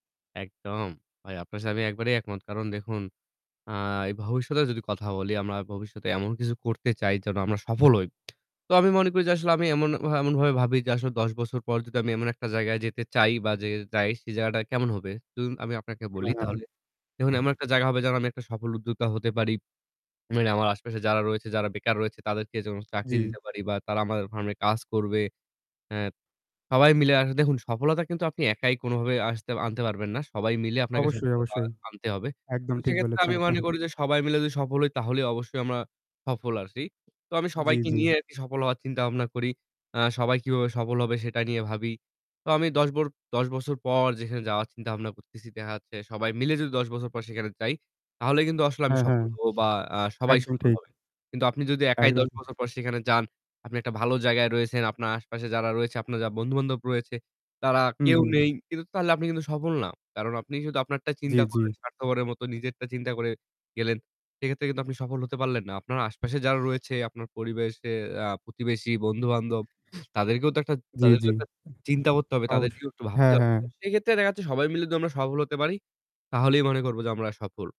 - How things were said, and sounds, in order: static; tapping; distorted speech; throat clearing; chuckle; mechanical hum; unintelligible speech; sniff; unintelligible speech; other background noise
- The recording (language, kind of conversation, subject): Bengali, unstructured, ভবিষ্যতে তুমি নিজেকে কোথায় দেখতে চাও?